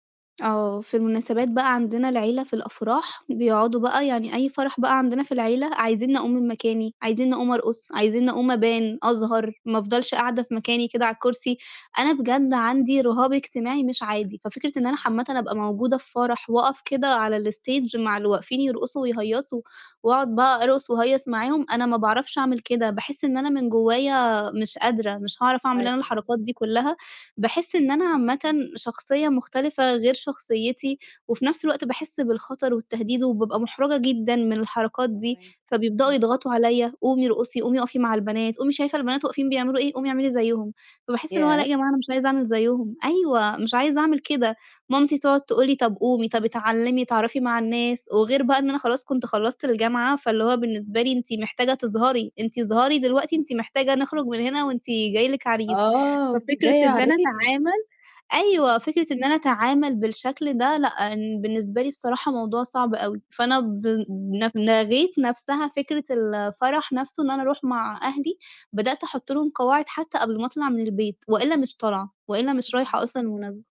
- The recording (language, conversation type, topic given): Arabic, advice, إزاي أوازن بين راحتي الشخصية وتوقعات العيلة والأصحاب في الاحتفالات؟
- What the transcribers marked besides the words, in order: "عامةً" said as "حامةً"; in English: "الstage"